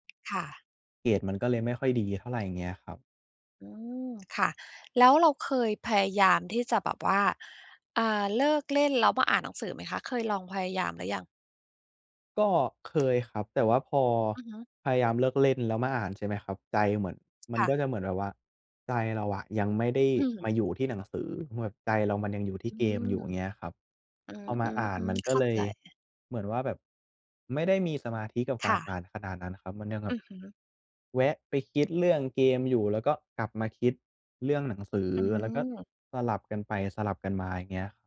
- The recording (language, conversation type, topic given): Thai, advice, ฉันจะหยุดทำพฤติกรรมเดิมที่ไม่ดีต่อฉันได้อย่างไร?
- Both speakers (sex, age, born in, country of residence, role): female, 50-54, United States, United States, advisor; male, 20-24, Thailand, Thailand, user
- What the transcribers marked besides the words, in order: tapping; throat clearing; other background noise